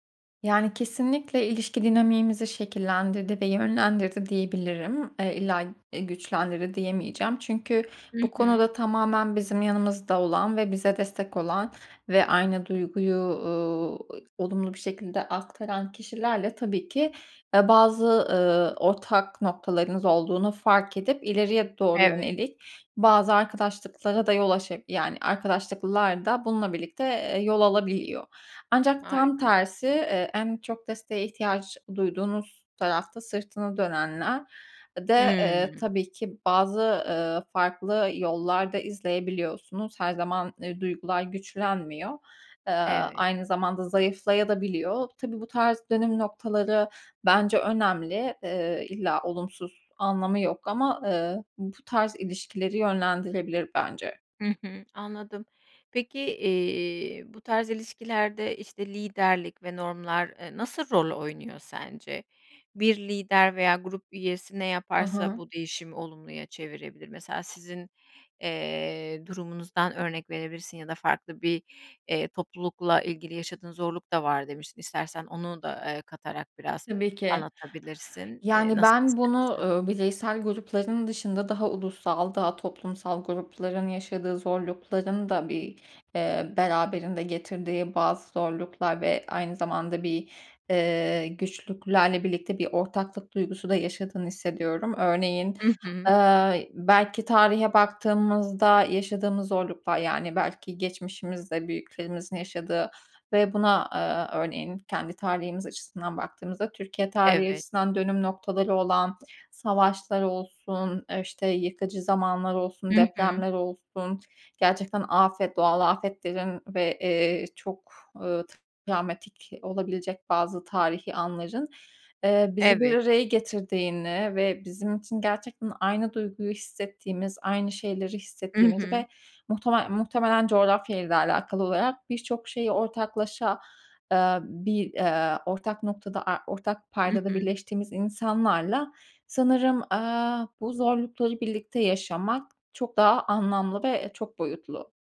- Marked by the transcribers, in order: none
- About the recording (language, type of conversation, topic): Turkish, podcast, Bir grup içinde ortak zorluklar yaşamak neyi değiştirir?